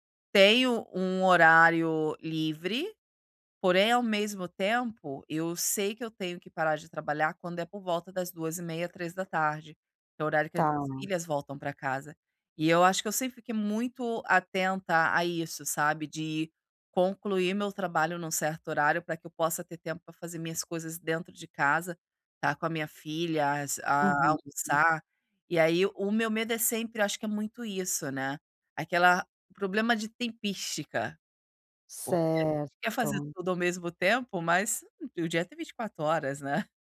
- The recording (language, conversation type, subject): Portuguese, advice, Como posso equilibrar o trabalho com pausas programadas sem perder o foco e a produtividade?
- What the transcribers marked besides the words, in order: none